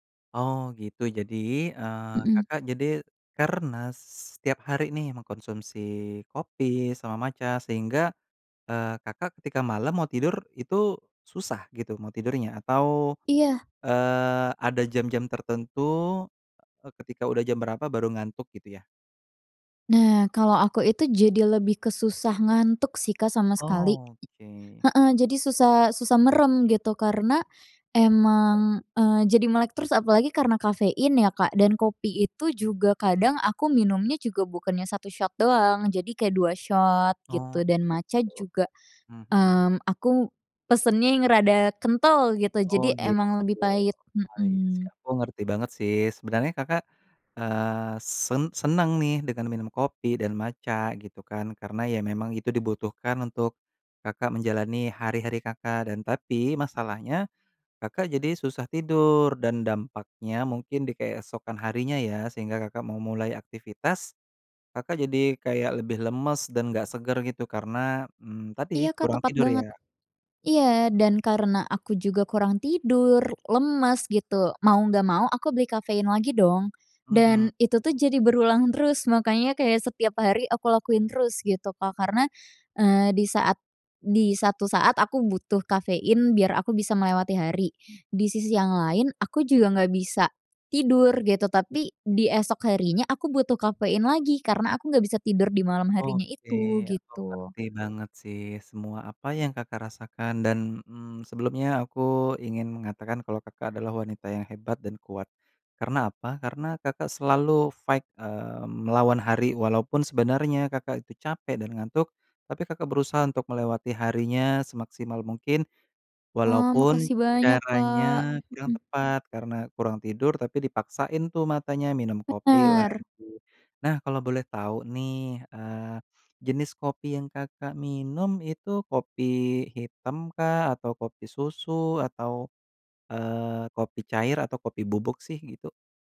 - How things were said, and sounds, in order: in English: "shot"; in English: "shot"; other background noise; in English: "fight"
- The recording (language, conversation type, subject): Indonesian, advice, Bagaimana cara berhenti atau mengurangi konsumsi kafein atau alkohol yang mengganggu pola tidur saya meski saya kesulitan?